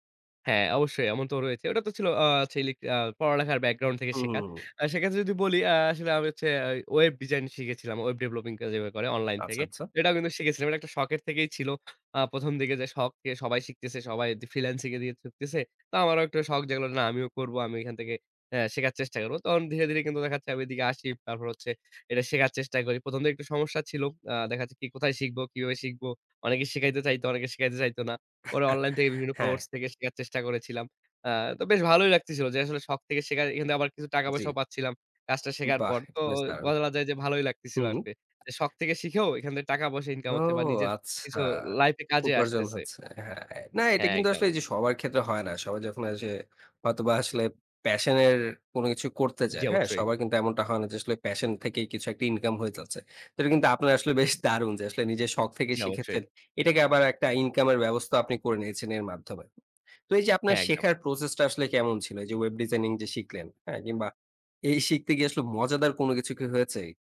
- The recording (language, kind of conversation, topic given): Bengali, podcast, তুমি কীভাবে শেখাকে জীবনের মজার অংশ বানিয়ে রাখো?
- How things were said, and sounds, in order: unintelligible speech; other background noise; chuckle